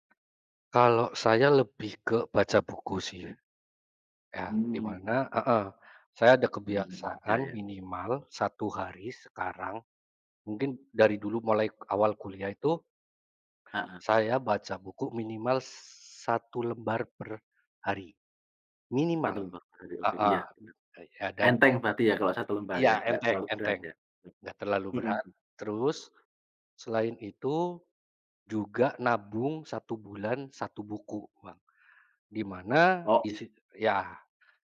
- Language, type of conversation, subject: Indonesian, unstructured, Kebiasaan harian apa yang paling membantu kamu berkembang?
- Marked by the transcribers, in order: other background noise